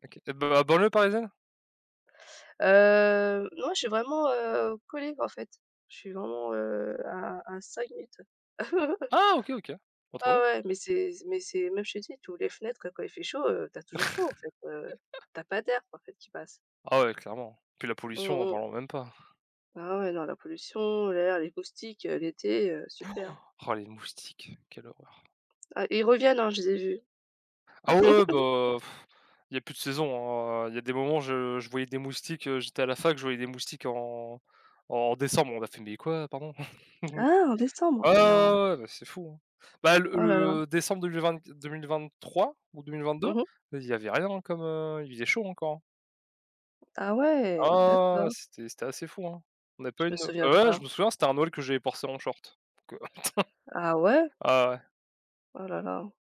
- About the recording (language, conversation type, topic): French, unstructured, Quelle est l’expérience de voyage la plus mémorable que tu aies vécue ?
- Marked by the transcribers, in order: chuckle; stressed: "Ah"; snort; gasp; stressed: "Ah ouais"; chuckle; chuckle; stressed: "Ah"; drawn out: "Ah !"; "passé" said as "porssé"; chuckle